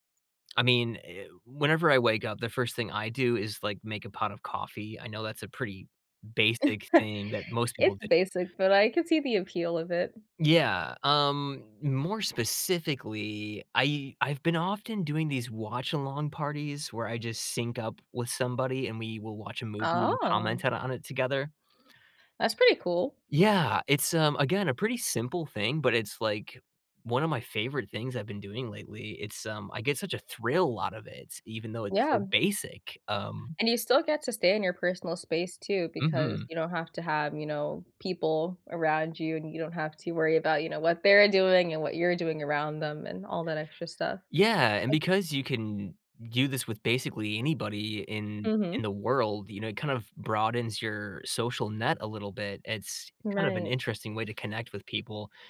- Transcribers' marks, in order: chuckle; tapping; other background noise
- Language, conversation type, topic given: English, unstructured, What small daily ritual should I adopt to feel like myself?